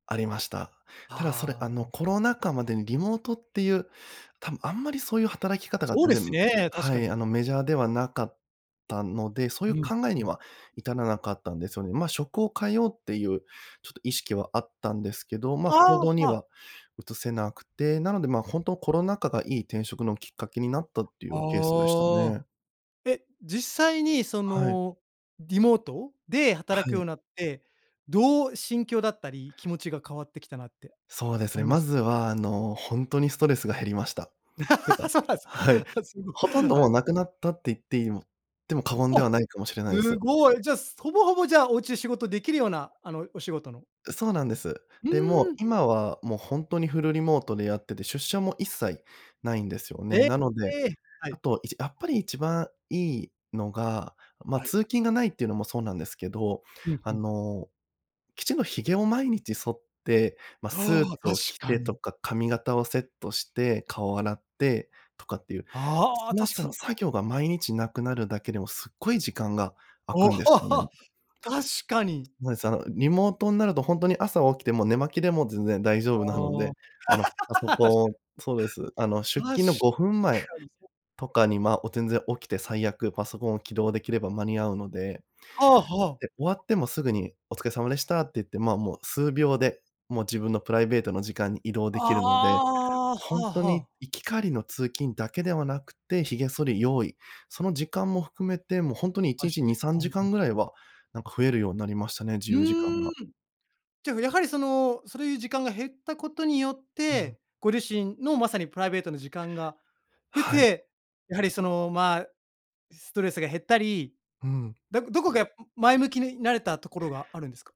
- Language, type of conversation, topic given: Japanese, podcast, 転職を考えるとき、何が決め手になりますか？
- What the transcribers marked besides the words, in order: laugh; laughing while speaking: "そうなんすね"; laughing while speaking: "ほほ"; other noise; laugh; other background noise